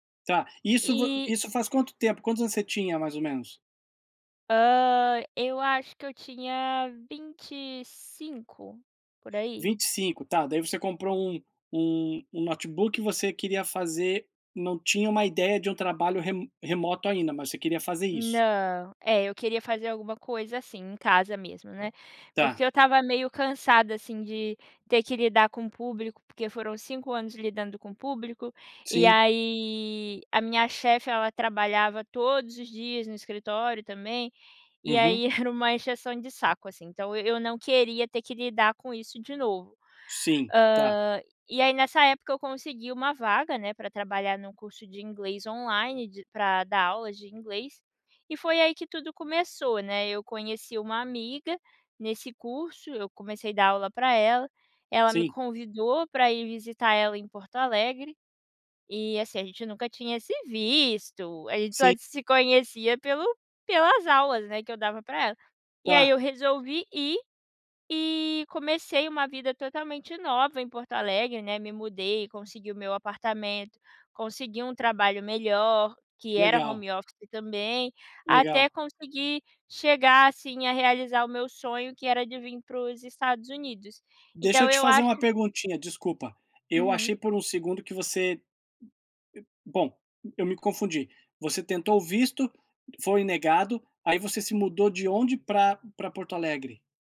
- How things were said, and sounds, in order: chuckle; other background noise
- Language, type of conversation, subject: Portuguese, podcast, Qual foi um momento que realmente mudou a sua vida?